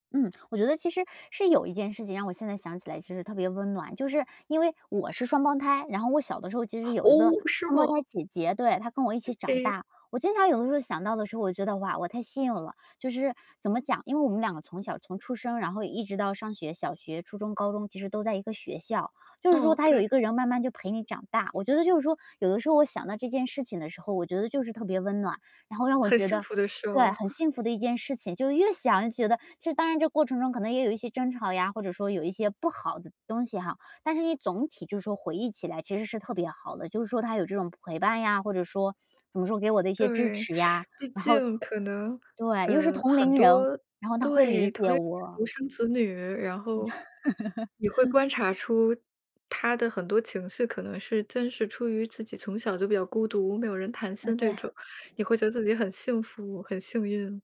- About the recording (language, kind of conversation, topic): Chinese, podcast, 你能分享一段越回想越温暖的往事吗？
- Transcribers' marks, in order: other background noise; teeth sucking; chuckle